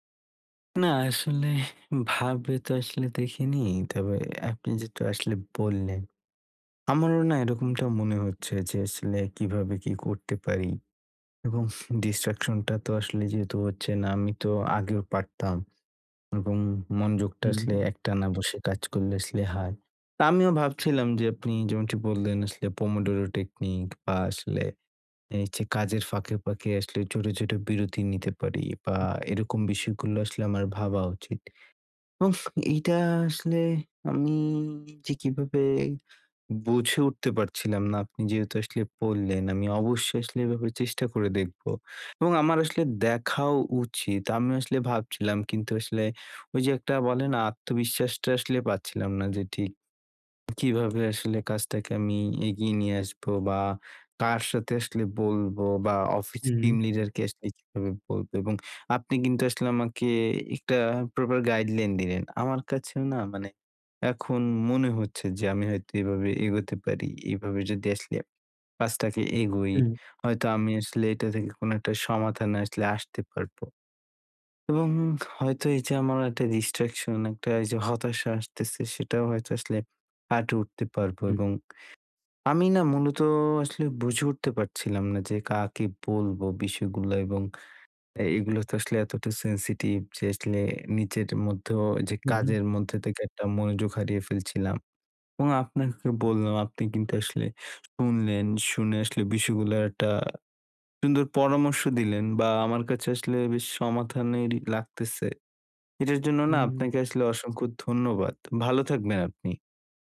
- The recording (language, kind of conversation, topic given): Bengali, advice, কাজের সময় বিভ্রান্তি কমিয়ে কীভাবে একটিমাত্র কাজে মনোযোগ ধরে রাখতে পারি?
- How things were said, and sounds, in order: in English: "distraction"; in English: "Pomodoro technique"; "কাজটাকে" said as "পাসটাকে"; in English: "distraction"